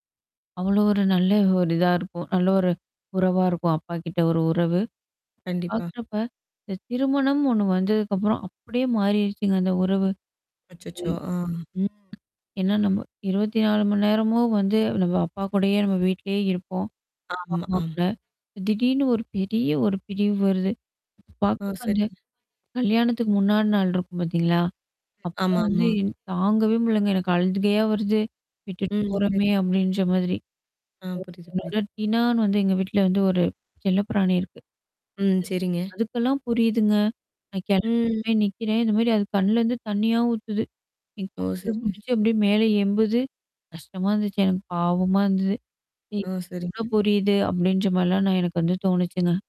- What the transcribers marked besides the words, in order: tapping; other noise; mechanical hum; distorted speech; other background noise; "அழுகையா" said as "அழுத்திட்டயா"; unintelligible speech; unintelligible speech
- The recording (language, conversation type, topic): Tamil, podcast, நீங்கள் அன்பான ஒருவரை இழந்த அனுபவம் என்ன?